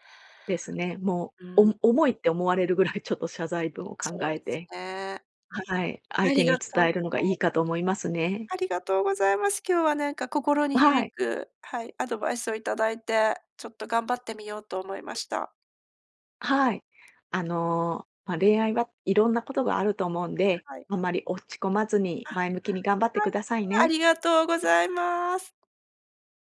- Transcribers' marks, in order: laughing while speaking: "ぐらいちょっと"; other background noise
- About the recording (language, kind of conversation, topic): Japanese, advice, 過去の失敗を引きずって自己肯定感が回復しないのですが、どうすればよいですか？